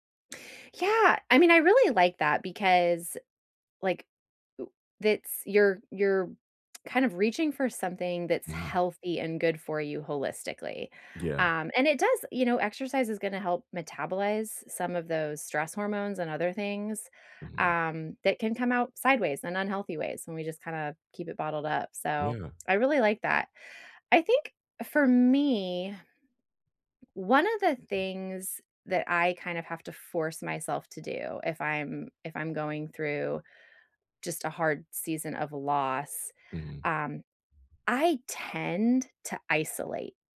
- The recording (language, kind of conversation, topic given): English, unstructured, What helps people cope with losing someone?
- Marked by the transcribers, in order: "it's" said as "thits"; tapping; other background noise